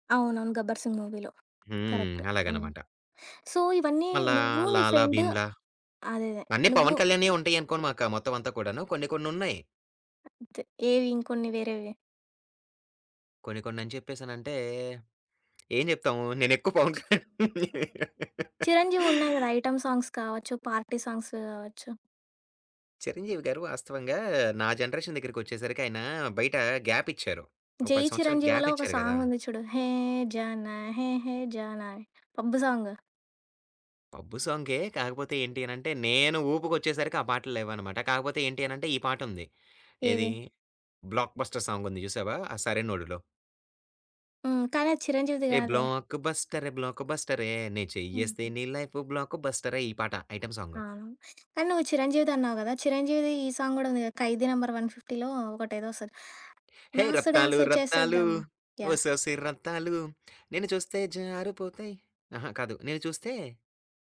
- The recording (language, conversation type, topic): Telugu, podcast, పార్టీకి ప్లేలిస్ట్ సిద్ధం చేయాలంటే మొదట మీరు ఎలాంటి పాటలను ఎంచుకుంటారు?
- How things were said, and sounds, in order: in English: "మూవీలో కరెక్ట్"; tapping; in English: "సో"; other background noise; lip smack; laugh; in English: "ఐటెమ్ సాంగ్స్"; in English: "పార్టీ సాంగ్స్"; in English: "జనరేషన్"; in English: "గ్యాప్"; in English: "గ్యాప్"; in English: "సాంగ్"; singing: "హే! జానా హే! హే! జానా"; in English: "సాంగ్"; in English: "'బ్లాక్‌బస్టర్' సాంగ్"; singing: "ఏ బ్లాకు బస్టరె బ్లాకు బస్టరె, నె చెయ్యి చెయ్యెస్తే నీ లైఫు బ్లాకు బస్టరె"; in English: "ఐటెమ్ సాంగ్"; in English: "సాంగ్"; singing: "హే! రత్తాలు రత్తాలు ఒసొసి రత్తాలు నిను చూస్తే జారిపోతాయి"; singing: "మాస్ డాన్సు చేసేద్దాం"